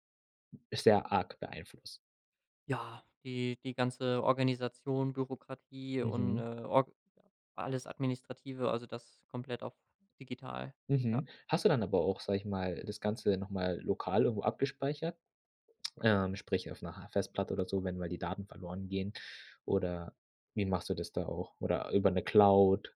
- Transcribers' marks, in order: none
- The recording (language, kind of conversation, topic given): German, podcast, Sag mal, wie beeinflusst Technik deinen Alltag heute am meisten?